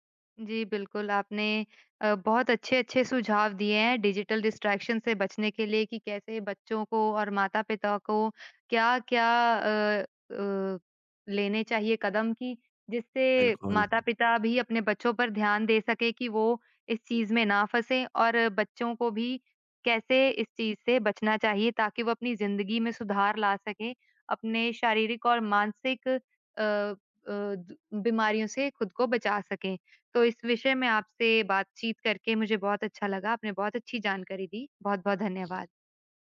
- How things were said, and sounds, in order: in English: "डिजिटल डिस्ट्रैक्शन"
- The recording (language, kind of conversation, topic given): Hindi, podcast, आप डिजिटल ध्यान-भंग से कैसे निपटते हैं?